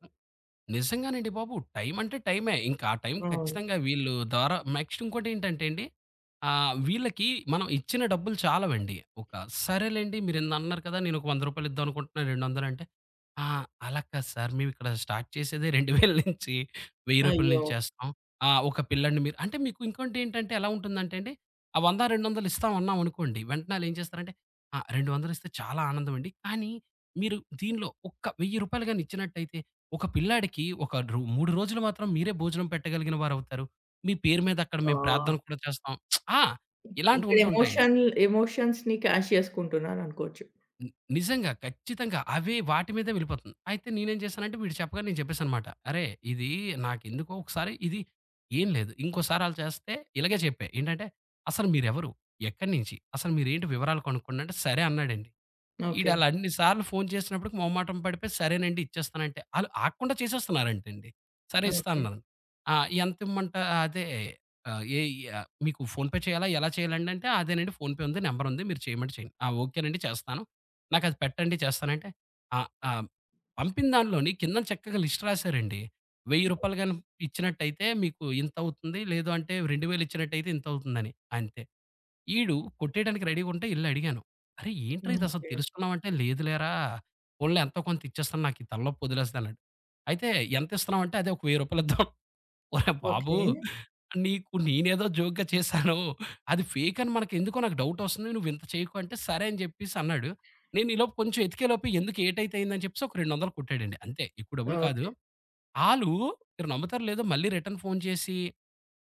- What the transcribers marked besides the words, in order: in English: "నెక్స్ట్"; in English: "స్టార్ట్"; laughing while speaking: "రెండువేల"; lip smack; in English: "ఎమోషన్ ఎమోషన్స్‌ని క్యాష్"; in English: "ఫోన్‌పే"; in English: "ఫోన్‌పే"; in English: "లిస్ట్"; in English: "రెడీగా"; laughing while speaking: "వెయ్యి రూపాయలు ఇద్దాం"; in English: "జోక్‌గా"; in English: "ఫేకని"; in English: "డవుట్"; in English: "రిటన్"
- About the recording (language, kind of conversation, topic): Telugu, podcast, ఫేక్ న్యూస్‌ను మీరు ఎలా గుర్తించి, ఎలా స్పందిస్తారు?